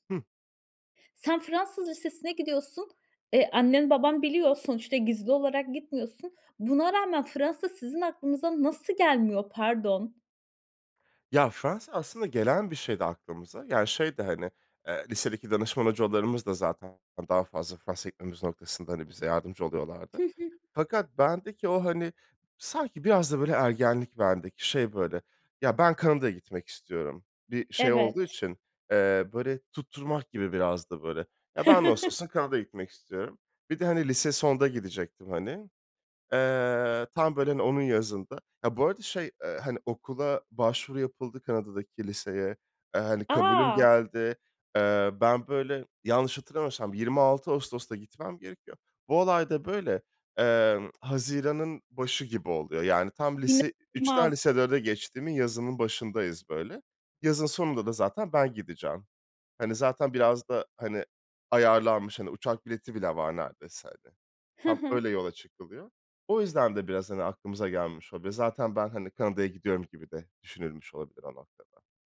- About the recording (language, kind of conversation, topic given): Turkish, podcast, Beklenmedik bir karşılaşmanın hayatını değiştirdiği zamanı anlatır mısın?
- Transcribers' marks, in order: tapping; chuckle; unintelligible speech; other background noise; unintelligible speech